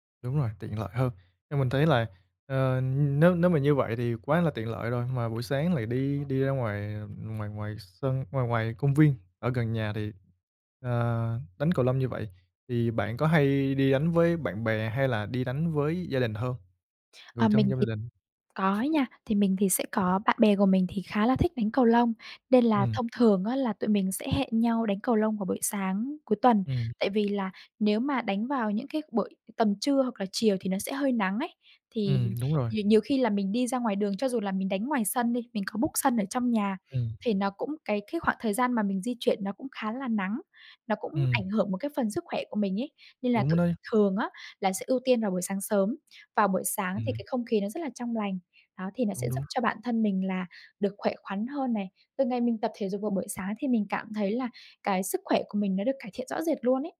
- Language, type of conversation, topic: Vietnamese, podcast, Bạn có những thói quen buổi sáng nào?
- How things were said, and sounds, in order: other background noise; tapping; in English: "book"